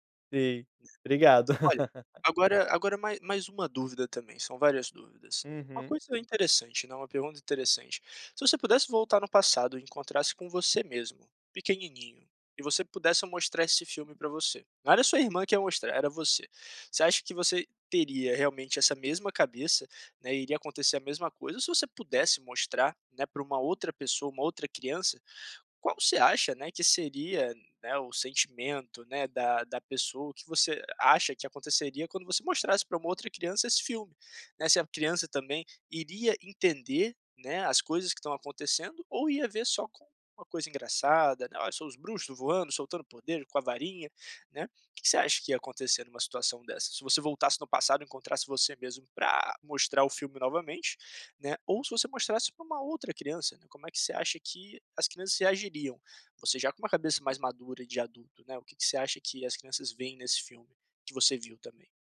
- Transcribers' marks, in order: laugh
- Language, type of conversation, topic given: Portuguese, podcast, Que filme da sua infância marcou você profundamente?
- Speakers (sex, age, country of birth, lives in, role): male, 25-29, Brazil, Portugal, guest; male, 25-29, Brazil, Portugal, host